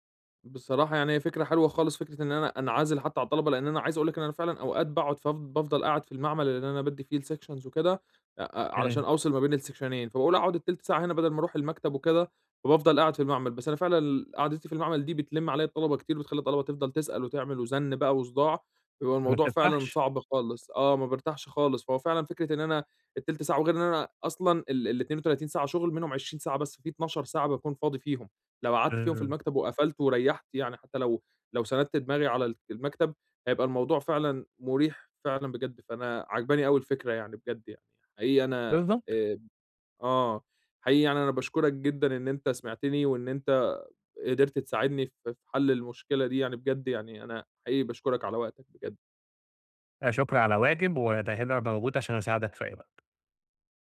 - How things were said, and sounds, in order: in English: "الsections"; in English: "السكشنين"; tapping
- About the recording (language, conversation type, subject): Arabic, advice, إزاي أحط حدود للشغل عشان أبطل أحس بالإرهاق وأستعيد طاقتي وتوازني؟